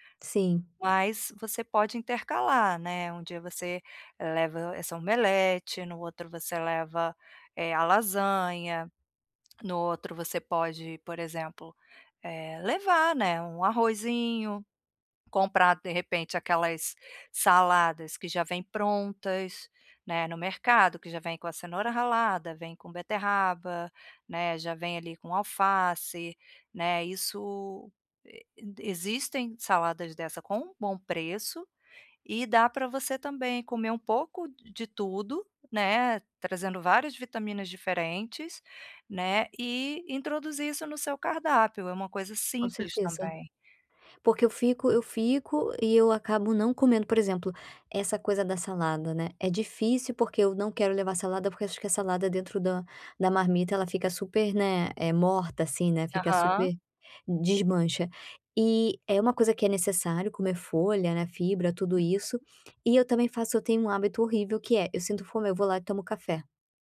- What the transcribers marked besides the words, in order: other background noise; tapping; unintelligible speech
- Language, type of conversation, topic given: Portuguese, advice, Como posso comer de forma mais saudável sem gastar muito?